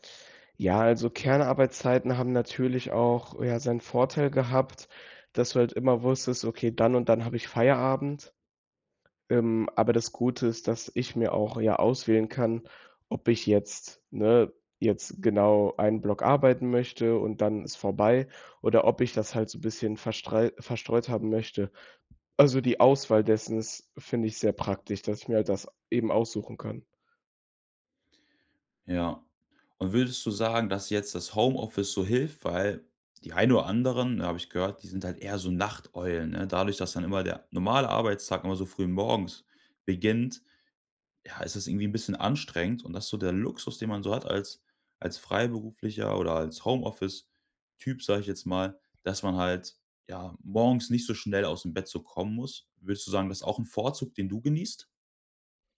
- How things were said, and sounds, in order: "Freiberufler" said as "Freiberuflicher"
- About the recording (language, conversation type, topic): German, podcast, Wie hat das Arbeiten im Homeoffice deinen Tagesablauf verändert?